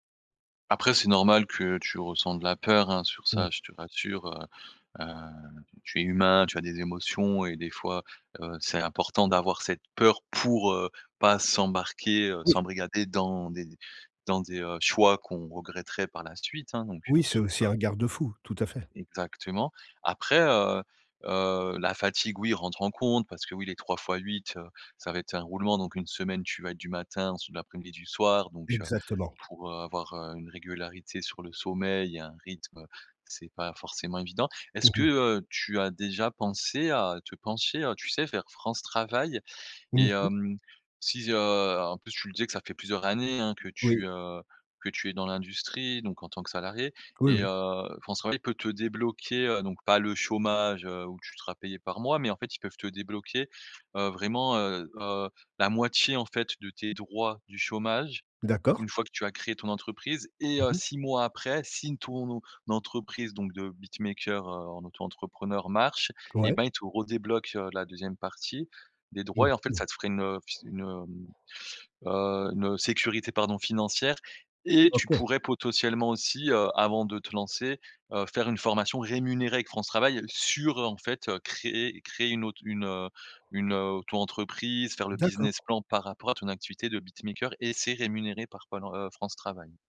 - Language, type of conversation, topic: French, advice, Comment surmonter ma peur de changer de carrière pour donner plus de sens à mon travail ?
- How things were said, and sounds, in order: tapping; in English: "beatmaker"; "potentiellement" said as "pototiellement"; other background noise; in English: "beatmaker"